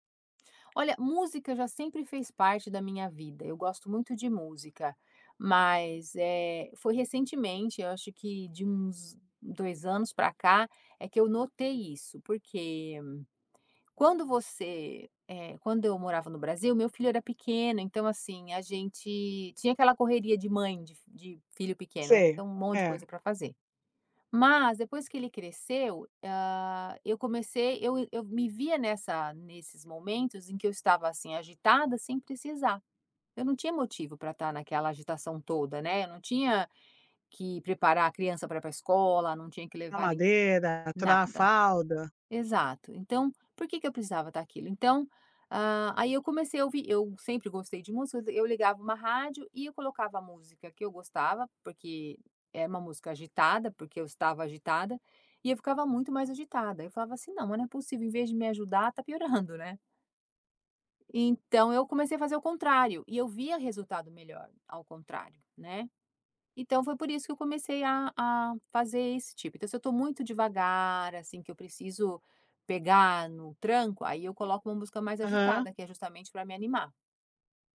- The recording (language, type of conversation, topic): Portuguese, podcast, Como você encaixa o autocuidado na correria do dia a dia?
- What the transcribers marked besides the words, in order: tapping